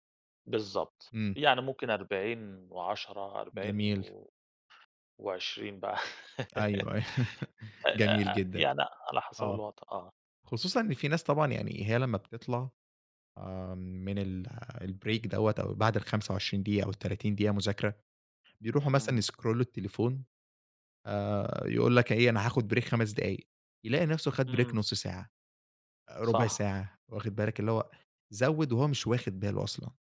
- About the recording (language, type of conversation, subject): Arabic, podcast, إيه أسهل طريقة تخلّيك تركز وإنت بتذاكر؟
- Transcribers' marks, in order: laugh; in English: "الbreak"; tapping; in English: "يسكرولوا"; in English: "break"; in English: "break"